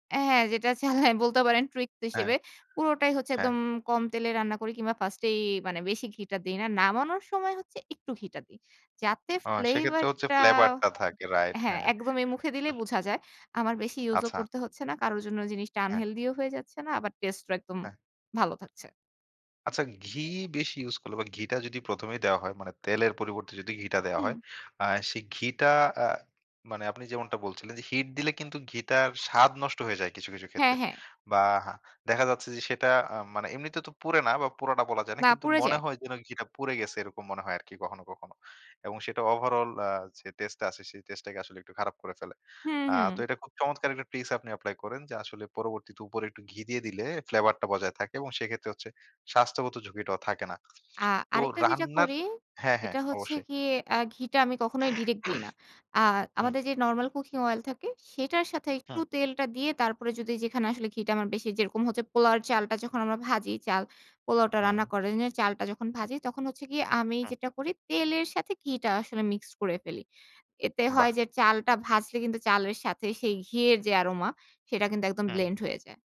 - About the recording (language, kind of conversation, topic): Bengali, podcast, রেসিপি ছাড়াই আপনি কীভাবে নিজের মতো করে রান্না করেন?
- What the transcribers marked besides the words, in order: tapping; other background noise; throat clearing; unintelligible speech